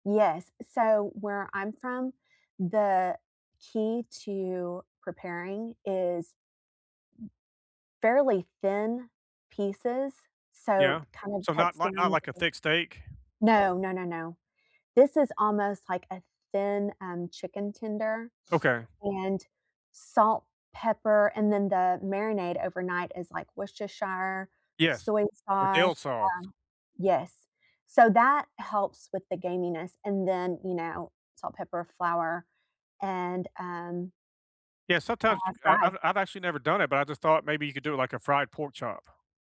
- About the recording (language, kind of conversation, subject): English, unstructured, What’s a memory of being in nature that always makes you smile?
- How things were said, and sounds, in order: other noise; sniff; tsk; tapping